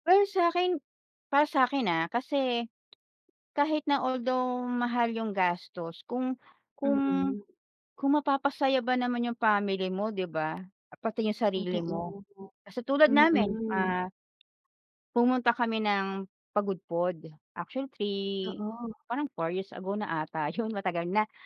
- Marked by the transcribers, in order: tapping; other background noise
- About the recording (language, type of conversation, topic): Filipino, unstructured, Bakit sa tingin mo mahalagang maglakbay kahit mahal ang gastos?